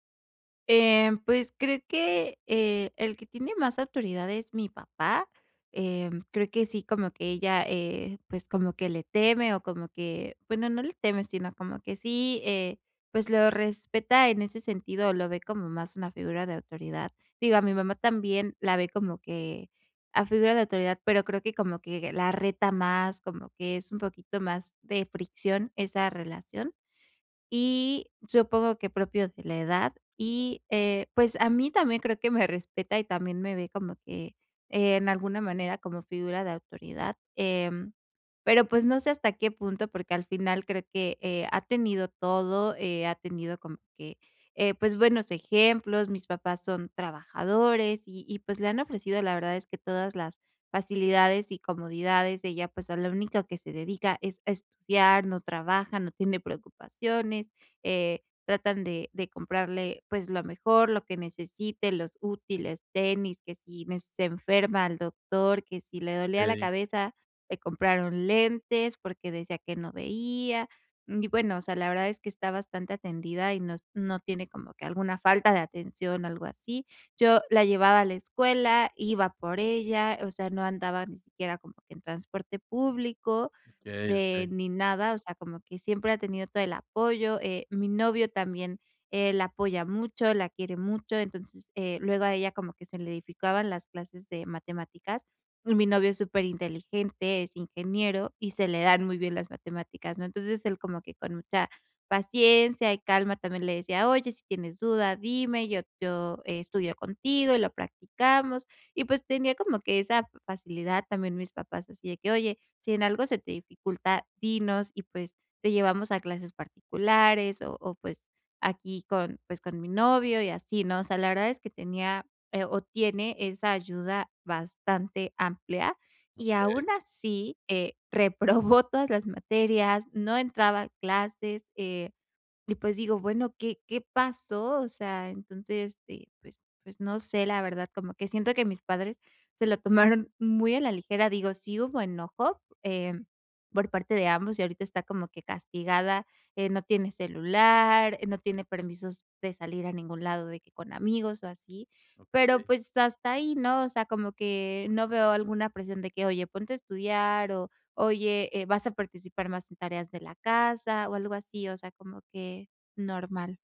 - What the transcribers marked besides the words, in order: none
- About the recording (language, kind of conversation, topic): Spanish, advice, ¿Cómo podemos hablar en familia sobre decisiones para el cuidado de alguien?